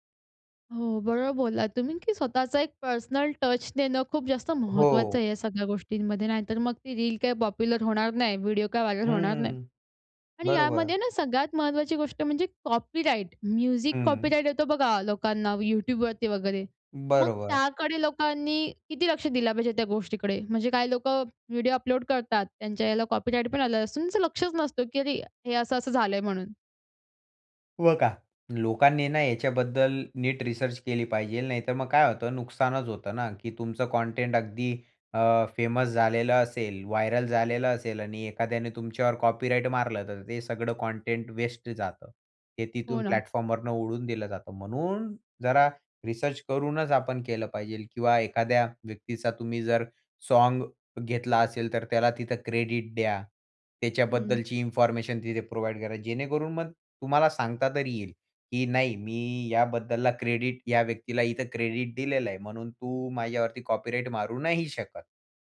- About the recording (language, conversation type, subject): Marathi, podcast, लोकप्रिय होण्यासाठी एखाद्या लघुचित्रफितीत कोणत्या गोष्टी आवश्यक असतात?
- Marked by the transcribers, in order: in English: "व्हायरल"; in English: "कॉपीराइट. म्युझिक कॉपीराइट"; in English: "कॉपीराइट"; in English: "फेमस"; in English: "व्हायरल"; in English: "कॉपीराईट"; in English: "प्लॅटफॉर्मवरून"; stressed: "म्हणून"; in English: "क्रेडिट"; in English: "प्रोव्हाईड"; in English: "क्रेडिट"; in English: "क्रेडिट"; in English: "कॉपीराइट"